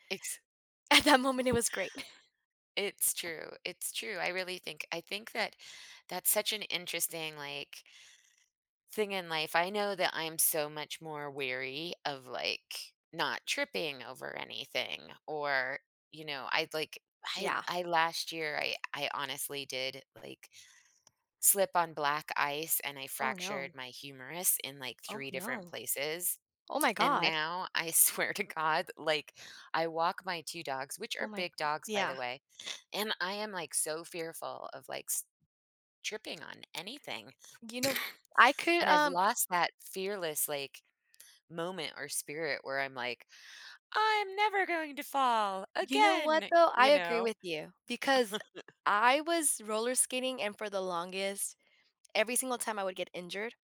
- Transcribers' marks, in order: laughing while speaking: "at"; tapping; chuckle; other background noise; afraid: "Oh, no"; afraid: "Oh, no. Oh, my god"; laughing while speaking: "swear"; afraid: "Oh, my g"; sniff; sneeze; put-on voice: "I'm never going to fall again"; chuckle
- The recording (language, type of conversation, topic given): English, unstructured, How do happy childhood memories continue to shape our lives as adults?
- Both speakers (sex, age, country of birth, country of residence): female, 35-39, United States, United States; female, 50-54, United States, United States